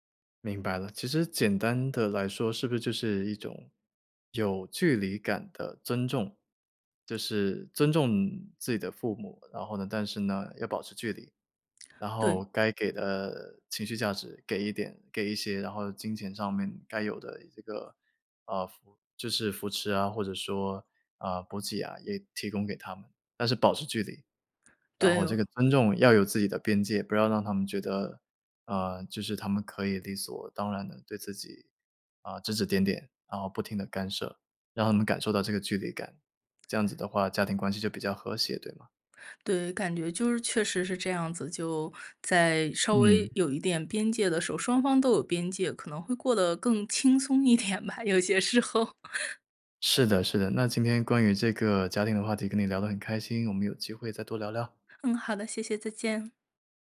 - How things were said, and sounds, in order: laughing while speaking: "点吧，有些时候"; chuckle
- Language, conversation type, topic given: Chinese, podcast, 当被家人情绪勒索时你怎么办？